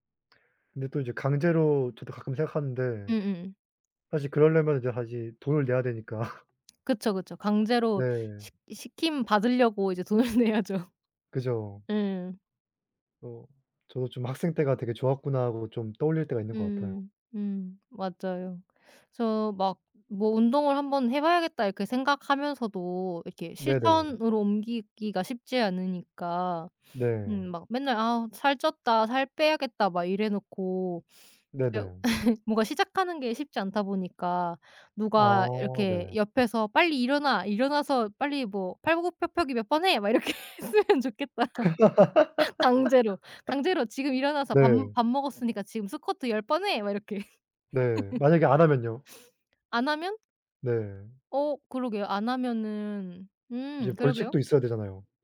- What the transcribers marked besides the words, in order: laughing while speaking: "되니까"; laughing while speaking: "돈을 내야죠"; laugh; laughing while speaking: "이렇게 했으면 좋겠다"; laugh; laugh
- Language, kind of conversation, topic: Korean, unstructured, 운동을 억지로 시키는 것이 옳을까요?